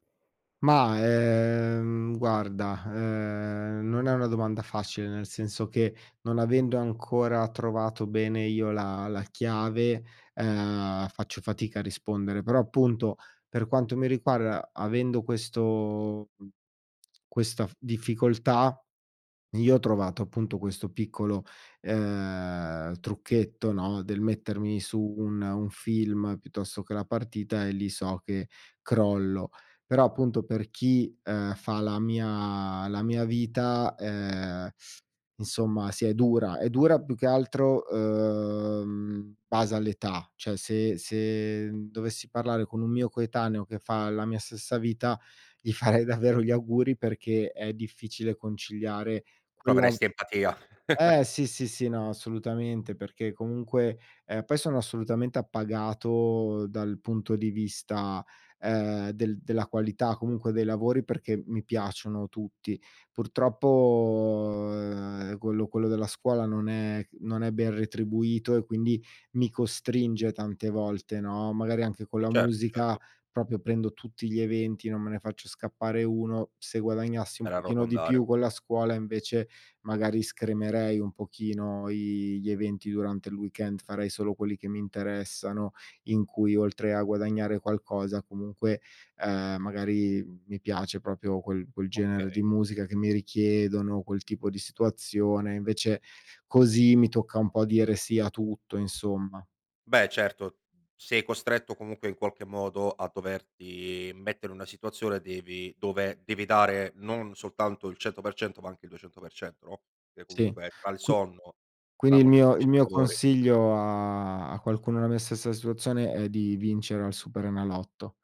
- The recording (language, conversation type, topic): Italian, podcast, Cosa pensi del pisolino quotidiano?
- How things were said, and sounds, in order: other background noise; "cioè" said as "ceh"; chuckle; "proprio" said as "propio"; "proprio" said as "propio"; tapping